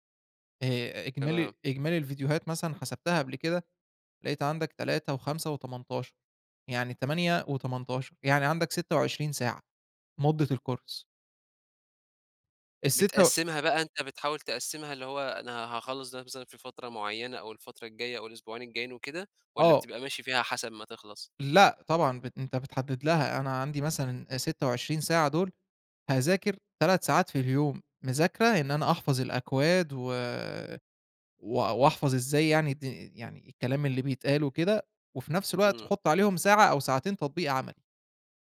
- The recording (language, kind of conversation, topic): Arabic, podcast, إزاي بتوازن بين استمتاعك اليومي وخططك للمستقبل؟
- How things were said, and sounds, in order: in English: "الكورس"